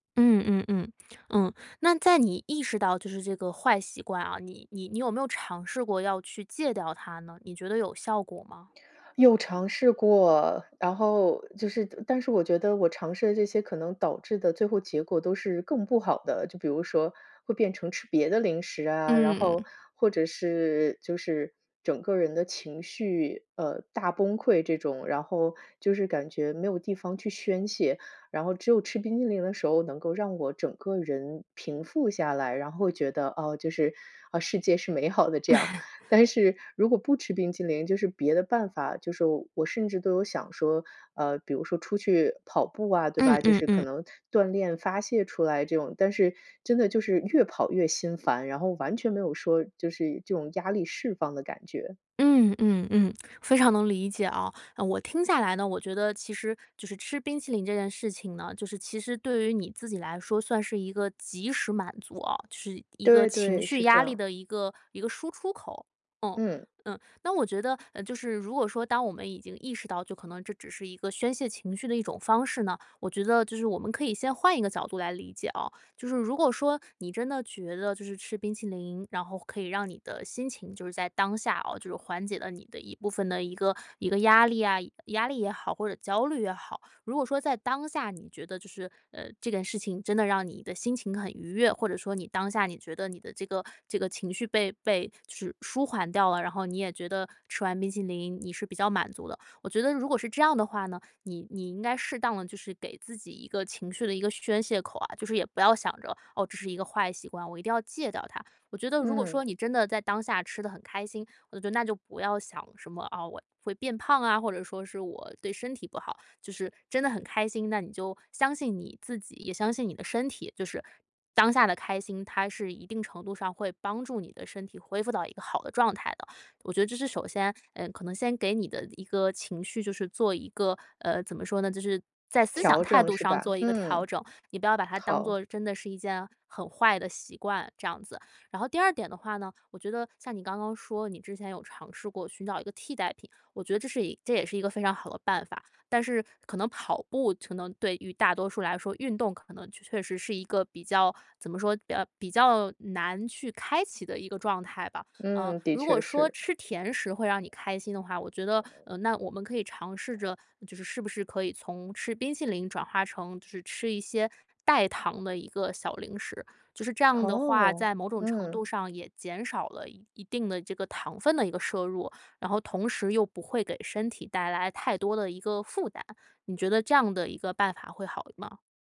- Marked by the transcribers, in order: laugh; other background noise
- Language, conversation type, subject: Chinese, advice, 为什么我总是无法摆脱旧习惯？